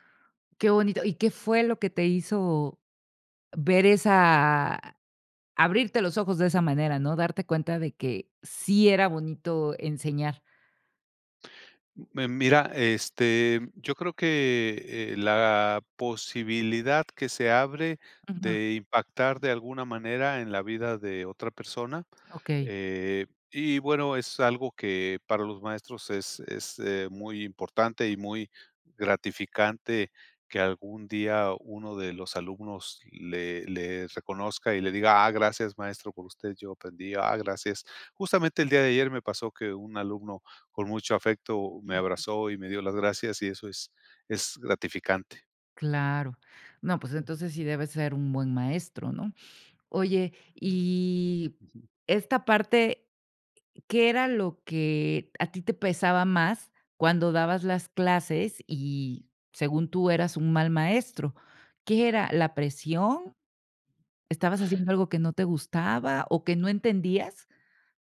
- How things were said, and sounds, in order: other background noise
- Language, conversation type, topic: Spanish, podcast, ¿Cuál ha sido una decisión que cambió tu vida?